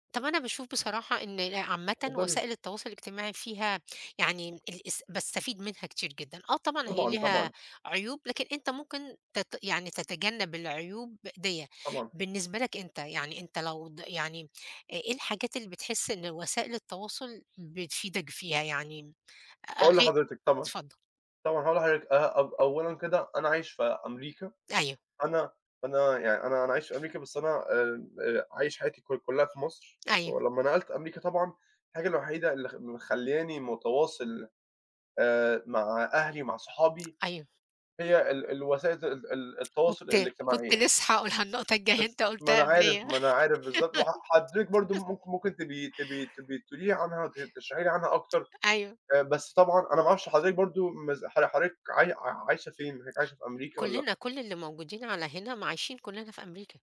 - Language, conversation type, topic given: Arabic, unstructured, إنت شايف إن السوشيال ميديا بتضيّع وقتنا أكتر ما بتفيدنا؟
- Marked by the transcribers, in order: laughing while speaking: "حاقولها النقطة الجاية أنت قُلتها قَبليّ"; laugh